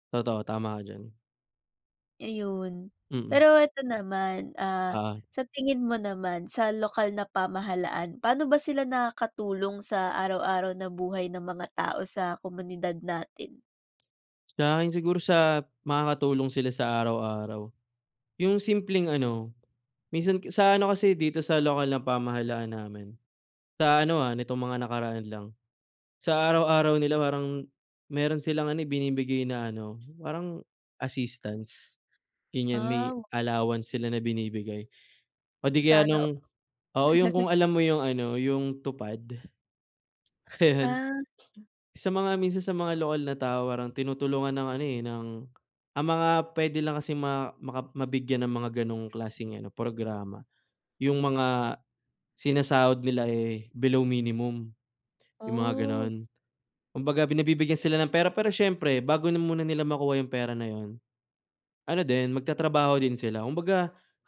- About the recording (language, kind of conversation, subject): Filipino, unstructured, Paano mo ilalarawan ang magandang pamahalaan para sa bayan?
- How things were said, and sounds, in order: chuckle; other background noise